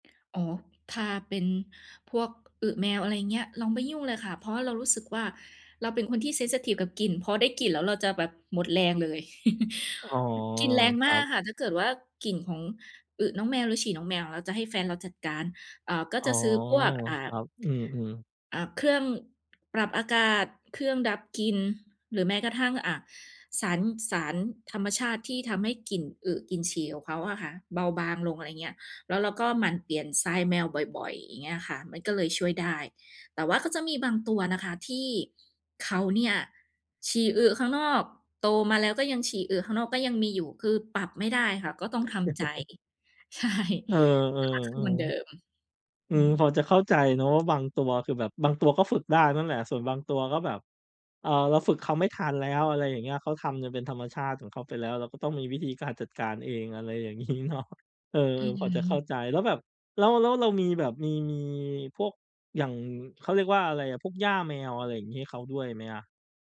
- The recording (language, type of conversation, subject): Thai, podcast, คุณสังเกตไหมว่าอะไรทำให้คุณรู้สึกมีพลังหรือหมดพลัง?
- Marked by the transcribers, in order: in English: "เซนซิทิฟ"; chuckle; chuckle; laughing while speaking: "ใช่"; other background noise; laughing while speaking: "งี้เนาะ"